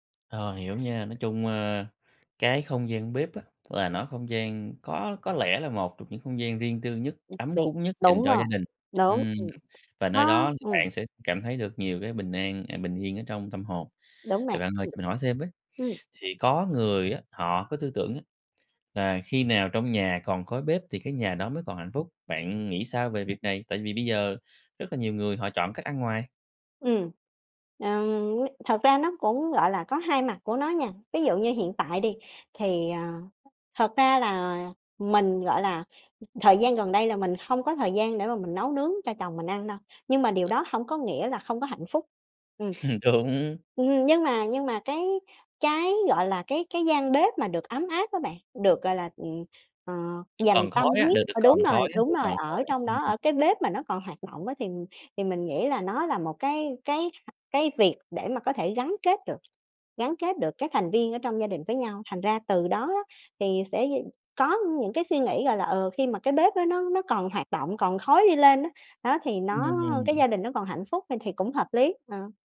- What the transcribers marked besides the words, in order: tapping; other background noise; chuckle
- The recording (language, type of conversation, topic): Vietnamese, podcast, Bạn có thói quen nào trong bếp giúp bạn thấy bình yên?